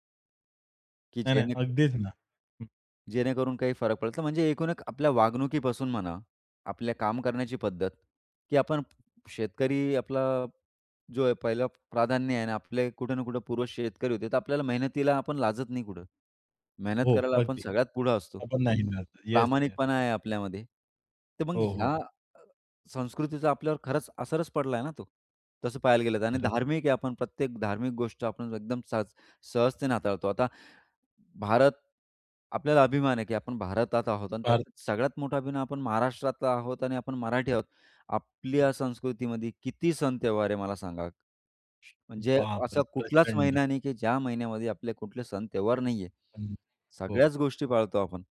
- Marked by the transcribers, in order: other noise; tapping; other background noise; unintelligible speech
- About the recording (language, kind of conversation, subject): Marathi, podcast, तुमच्या संस्कृतीतील कोणत्या गोष्टींचा तुम्हाला सर्वात जास्त अभिमान वाटतो?